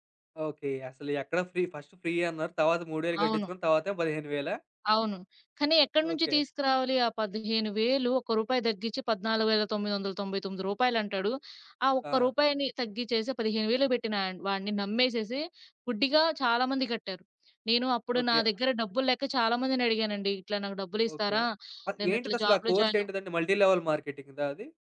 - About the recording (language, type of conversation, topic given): Telugu, podcast, షార్ట్ వీడియోలు ప్రజల వినోద రుచిని ఎలా మార్చాయి?
- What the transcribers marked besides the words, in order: in English: "ఫ్రీ? ఫస్ట్ ఫ్రీ"; in English: "జాబ్‌లో"; in English: "మల్టీ లెవెల్ మార్కెటింగ్‌దా"